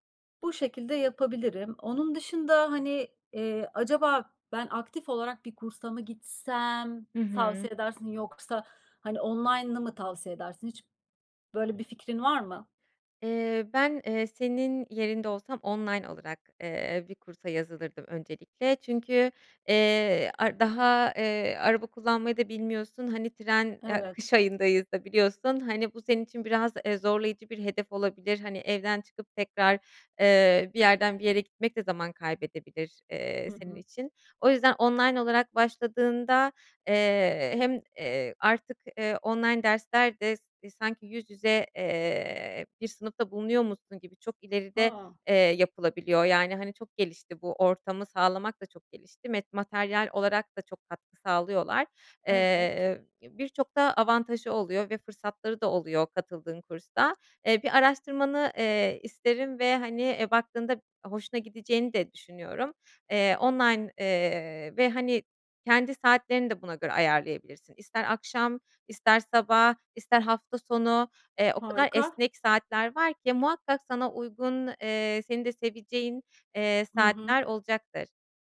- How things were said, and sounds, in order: tapping; other background noise
- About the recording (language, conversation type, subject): Turkish, advice, Hedefler koymama rağmen neden motive olamıyor ya da hedeflerimi unutuyorum?